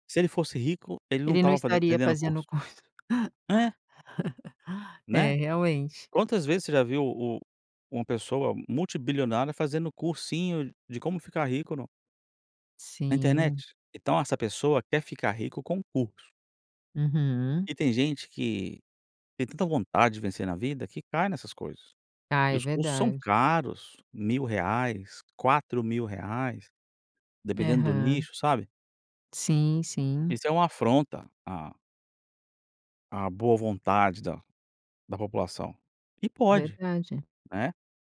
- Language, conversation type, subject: Portuguese, podcast, O que faz um conteúdo ser confiável hoje?
- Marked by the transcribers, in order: giggle